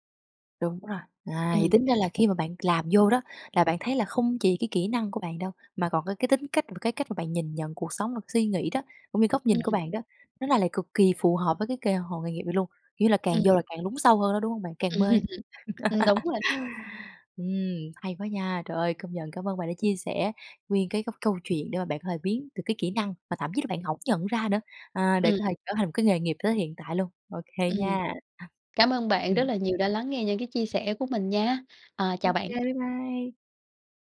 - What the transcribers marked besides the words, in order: other background noise; laugh; laugh; tapping
- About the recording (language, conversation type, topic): Vietnamese, podcast, Bạn biến kỹ năng thành cơ hội nghề nghiệp thế nào?